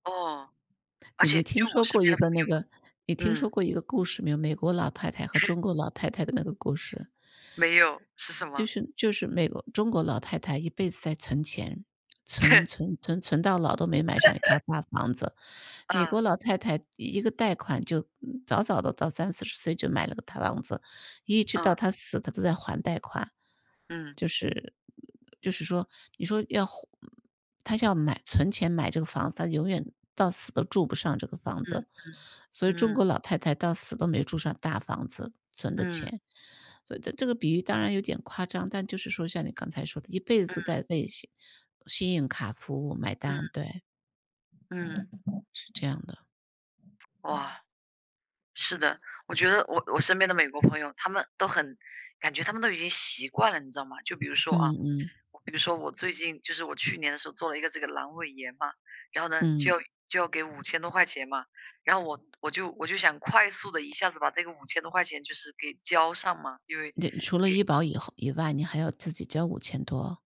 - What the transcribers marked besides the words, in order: other background noise
- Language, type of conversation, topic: Chinese, unstructured, 房价不断上涨，年轻人该怎么办？